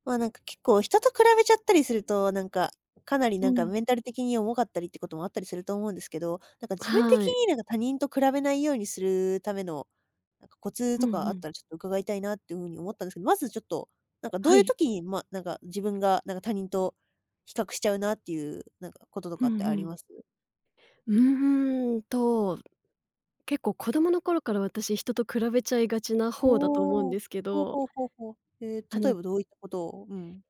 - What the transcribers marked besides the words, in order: other background noise
- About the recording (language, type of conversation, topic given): Japanese, podcast, 他人と比べないようにするには、どうすればいいですか？